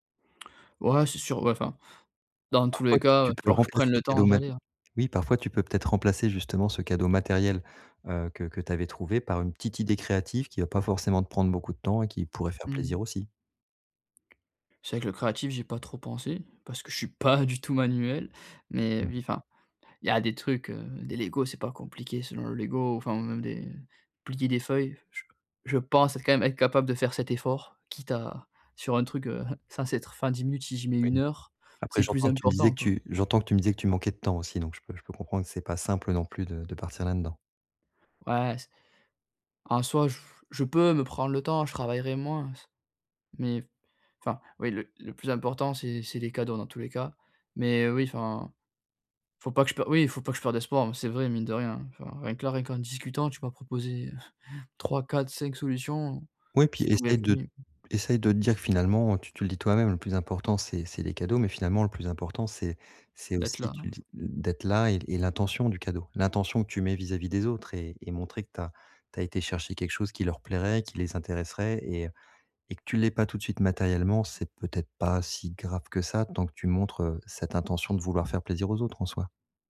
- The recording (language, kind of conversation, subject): French, advice, Comment gérer la pression financière pendant les fêtes ?
- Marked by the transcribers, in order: other background noise; exhale; breath; unintelligible speech